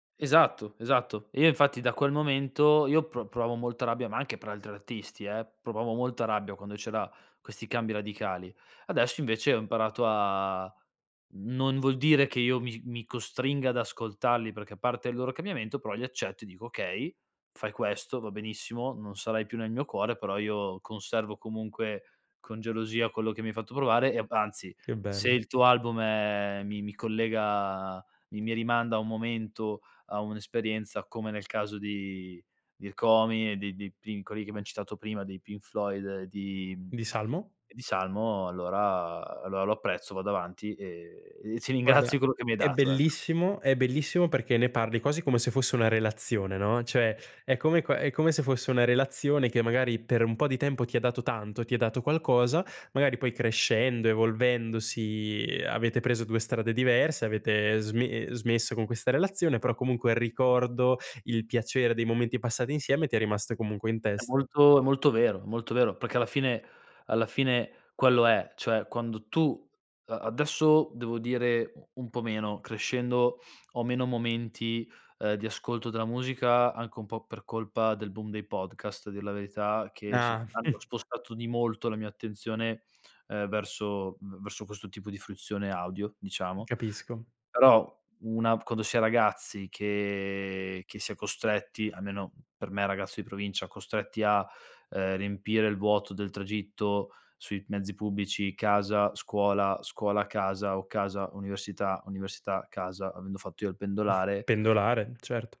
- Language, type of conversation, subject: Italian, podcast, Quale album definisce un periodo della tua vita?
- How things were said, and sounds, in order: lip smack; chuckle; chuckle